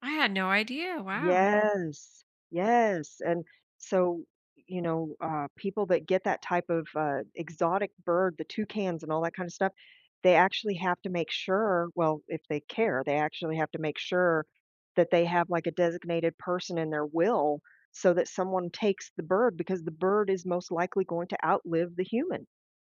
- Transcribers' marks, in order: none
- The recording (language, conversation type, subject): English, advice, How can I make everyday tasks feel more meaningful?